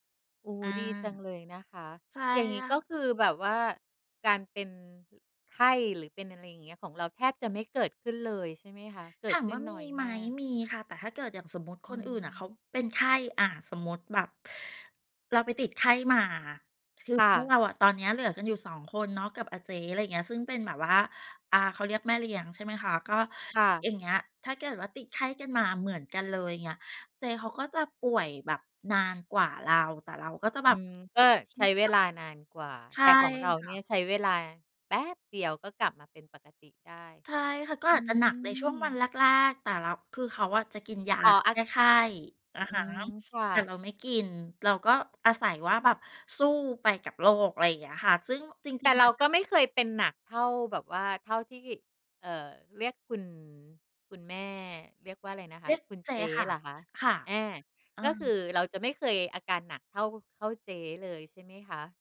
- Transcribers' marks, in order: unintelligible speech; other noise
- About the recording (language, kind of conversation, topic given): Thai, podcast, อะไรทำให้คุณภูมิใจในมรดกของตัวเอง?